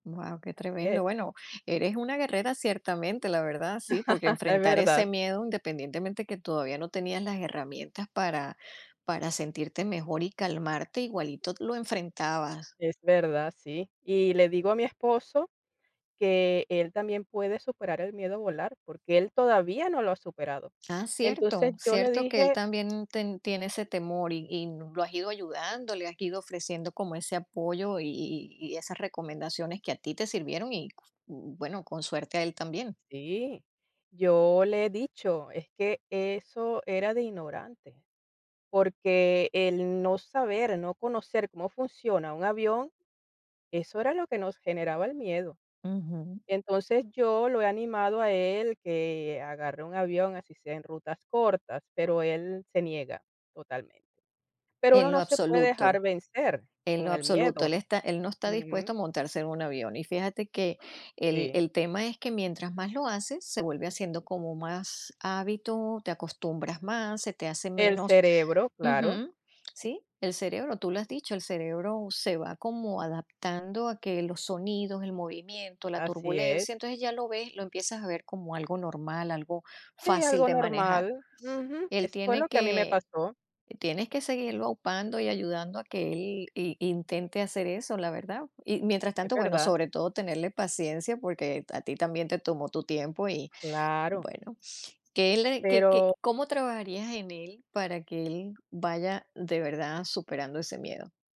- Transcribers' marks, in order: chuckle
- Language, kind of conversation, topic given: Spanish, podcast, ¿Puedes contarme sobre una vez que superaste un miedo?